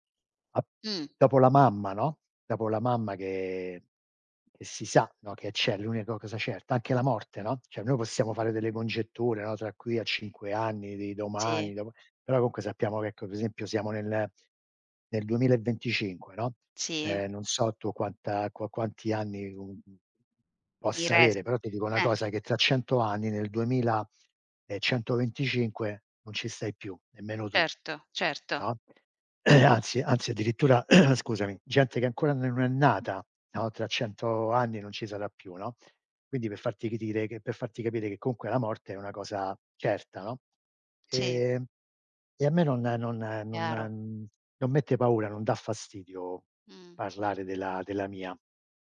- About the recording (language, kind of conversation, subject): Italian, unstructured, Pensi che sia importante parlare della propria morte?
- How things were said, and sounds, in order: "per esempio" said as "pesempio"; "nel" said as "ner"; cough